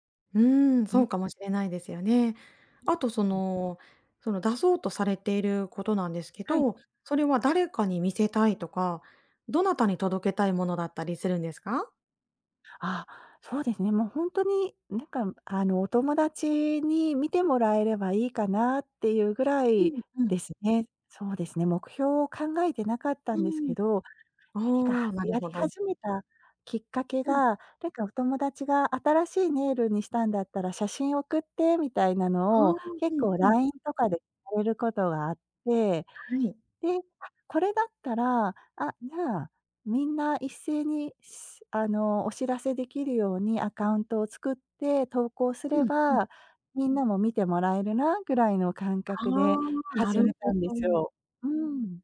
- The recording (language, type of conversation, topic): Japanese, advice, 完璧を求めすぎて取りかかれず、なかなか決められないのはなぜですか？
- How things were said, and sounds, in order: other background noise; unintelligible speech